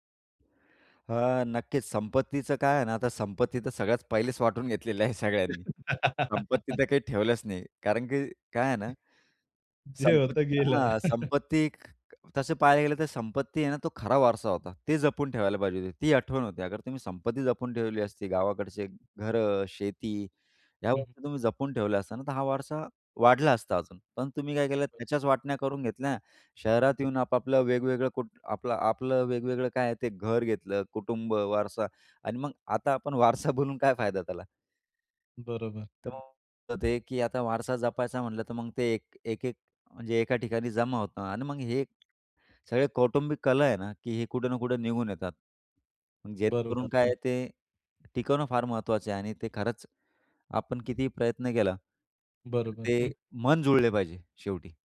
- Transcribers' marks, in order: laugh; other background noise; laughing while speaking: "जे होतं गेलं"; chuckle; laughing while speaking: "बोलून"; unintelligible speech; tapping
- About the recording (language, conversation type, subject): Marathi, podcast, कुटुंबाचा वारसा तुम्हाला का महत्त्वाचा वाटतो?